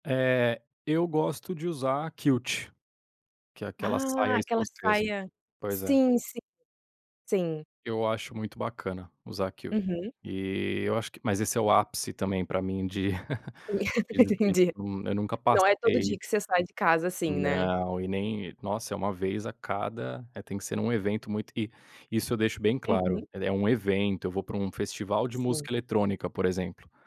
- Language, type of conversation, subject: Portuguese, podcast, Quando você percebeu que tinha um estilo próprio?
- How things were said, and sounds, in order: in English: "kilt"; in English: "kilt"; laugh; other background noise; laugh; unintelligible speech